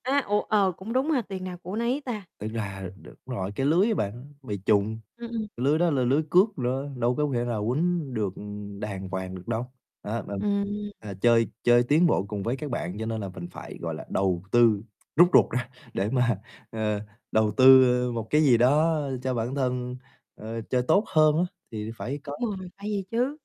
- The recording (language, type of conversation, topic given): Vietnamese, podcast, Bạn thường bắt đầu một sở thích mới như thế nào?
- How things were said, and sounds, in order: static; tapping; distorted speech; laughing while speaking: "mà"